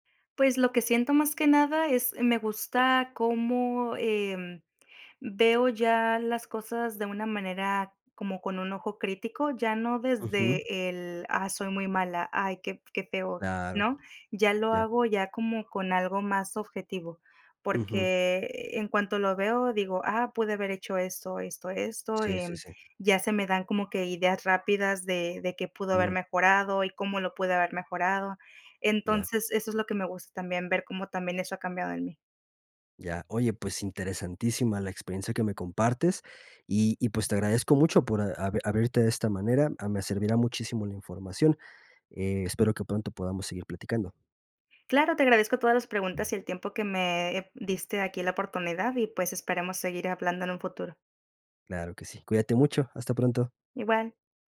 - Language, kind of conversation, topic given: Spanish, podcast, ¿Qué papel juega el error en tu proceso creativo?
- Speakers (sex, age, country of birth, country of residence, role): female, 30-34, Mexico, Mexico, guest; male, 25-29, Mexico, Mexico, host
- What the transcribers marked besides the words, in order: dog barking; tapping